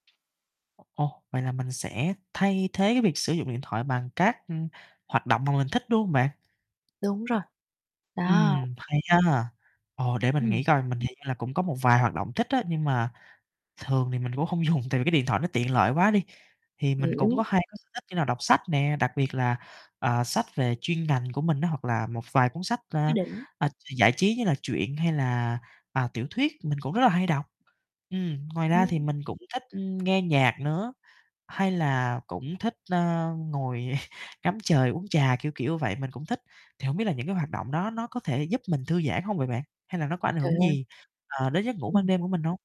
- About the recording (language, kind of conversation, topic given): Vietnamese, advice, Làm thế nào để tôi xây dựng thói quen thư giãn buổi tối nhằm ngủ đủ giấc?
- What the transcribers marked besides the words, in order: tapping; distorted speech; laughing while speaking: "dùng"; other background noise; chuckle